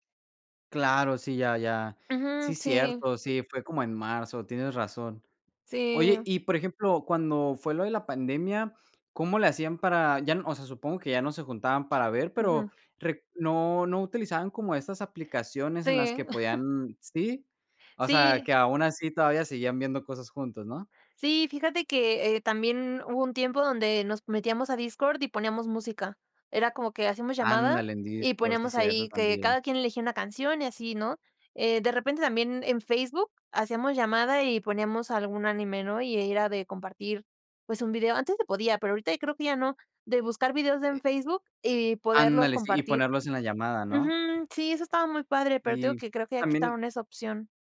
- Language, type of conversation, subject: Spanish, podcast, ¿Cómo te reunías con tus amigos para ver películas o series?
- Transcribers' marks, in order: giggle